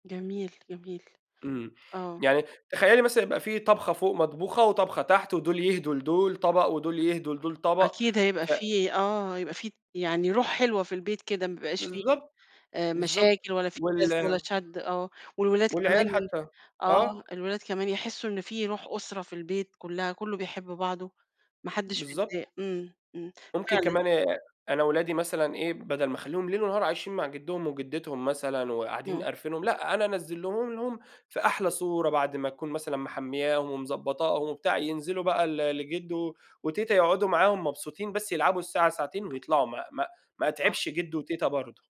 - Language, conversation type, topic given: Arabic, podcast, إزاي نحطّ حدود صحيّة بين الزوجين والعيلة؟
- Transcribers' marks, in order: tapping